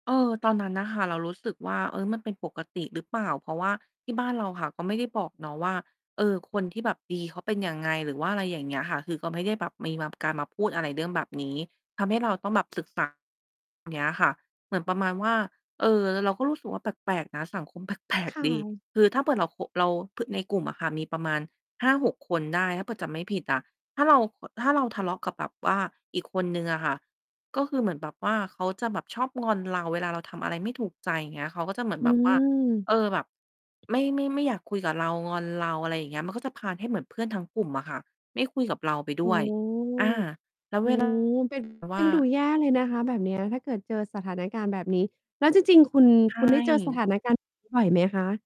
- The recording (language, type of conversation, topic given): Thai, podcast, เพื่อนที่ดีสำหรับคุณเป็นอย่างไร?
- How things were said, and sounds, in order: mechanical hum; static; distorted speech; laughing while speaking: "แปลก ๆ"